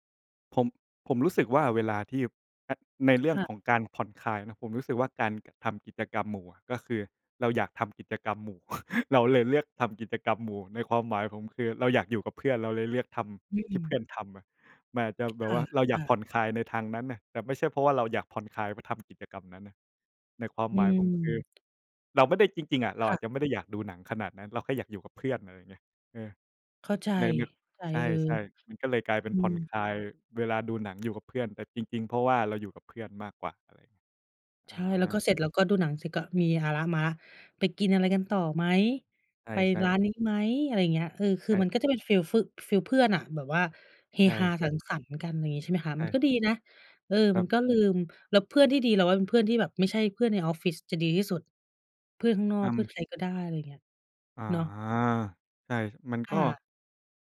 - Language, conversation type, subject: Thai, unstructured, เวลาทำงานแล้วรู้สึกเครียด คุณมีวิธีผ่อนคลายอย่างไร?
- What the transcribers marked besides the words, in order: tapping; chuckle